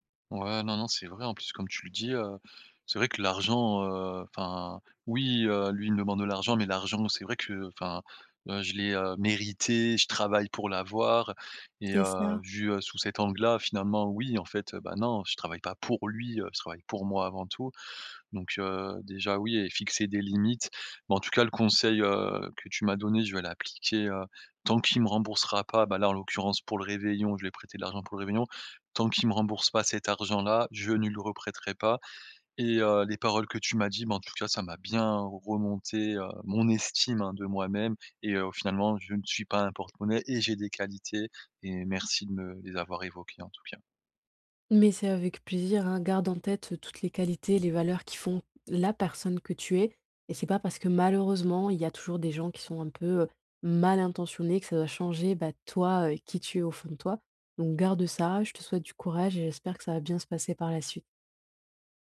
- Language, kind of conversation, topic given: French, advice, Comment puis-je poser des limites personnelles saines avec un ami qui m'épuise souvent ?
- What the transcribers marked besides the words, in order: stressed: "mérité"; stressed: "et"; stressed: "mal intentionnés"